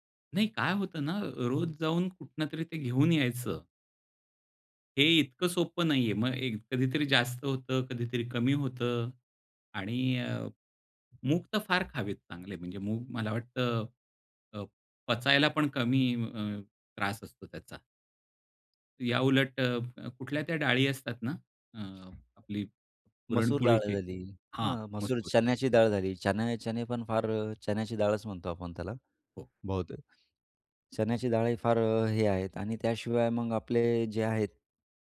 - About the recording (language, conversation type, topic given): Marathi, podcast, घरच्या जेवणात पौष्टिकता वाढवण्यासाठी तुम्ही कोणते सोपे बदल कराल?
- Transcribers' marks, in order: other background noise